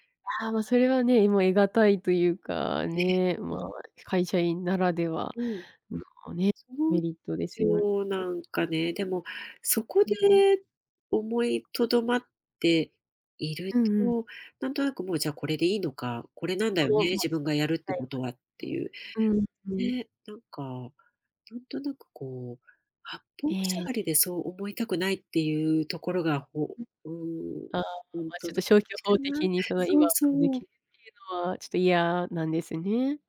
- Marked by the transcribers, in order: other background noise; tapping; unintelligible speech; unintelligible speech
- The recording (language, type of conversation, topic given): Japanese, advice, 起業するか今の仕事を続けるか迷っているとき、どう判断すればよいですか？